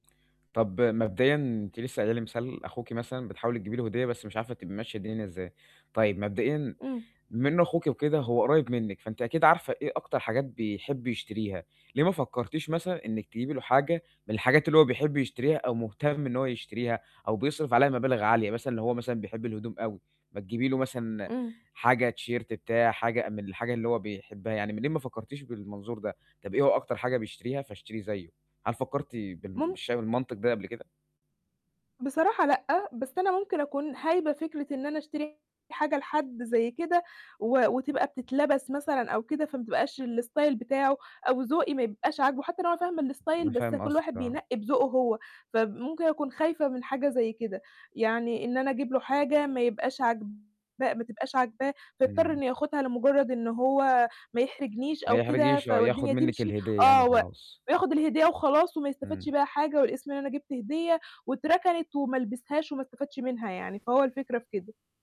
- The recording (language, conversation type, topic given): Arabic, advice, إزاي أقدر أختار هدية مثالية تناسب ذوق واحتياجات حد مهم بالنسبالي؟
- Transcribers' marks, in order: tapping; in English: "T-shirt"; distorted speech; in English: "الstyle"; in English: "الstyle"